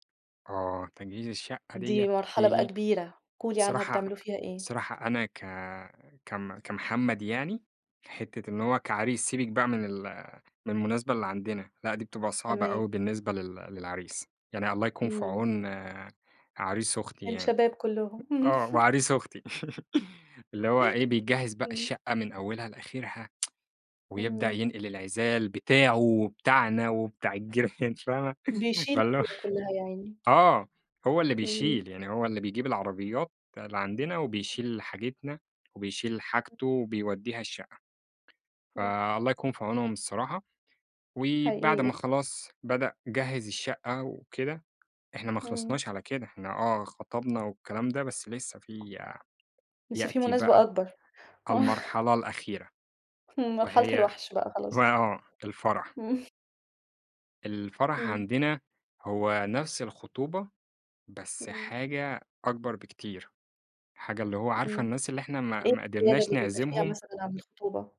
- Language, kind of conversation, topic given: Arabic, podcast, إزاي بتحتفلوا بالمناسبات التقليدية عندكم؟
- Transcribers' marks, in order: tapping; laugh; tsk; laughing while speaking: "الجيران"; chuckle; unintelligible speech; laughing while speaking: "آه"